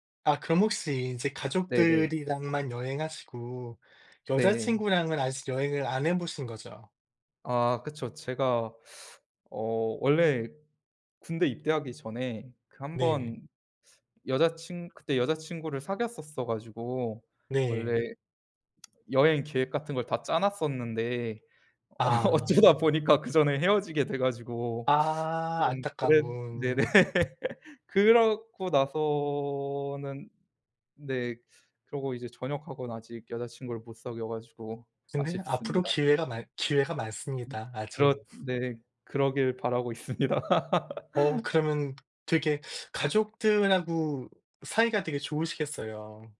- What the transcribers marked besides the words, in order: teeth sucking; lip smack; laughing while speaking: "어 어쩌다 보니까"; laughing while speaking: "네네"; laugh; other background noise; laughing while speaking: "있습니다"; laugh; tapping
- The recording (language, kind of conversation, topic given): Korean, unstructured, 가장 행복했던 가족 여행의 기억을 들려주실 수 있나요?
- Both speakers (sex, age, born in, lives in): male, 25-29, South Korea, South Korea; male, 45-49, South Korea, United States